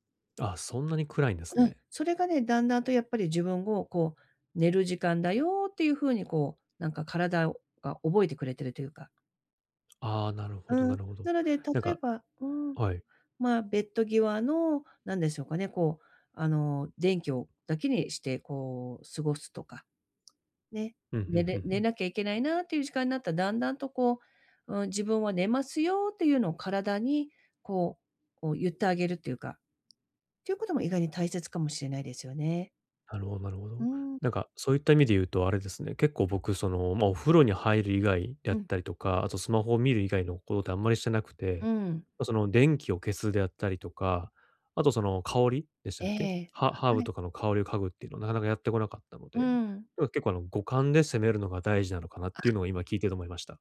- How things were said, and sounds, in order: other background noise; tapping
- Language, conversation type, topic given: Japanese, advice, 寝つきが悪いとき、効果的な就寝前のルーティンを作るにはどうすればよいですか？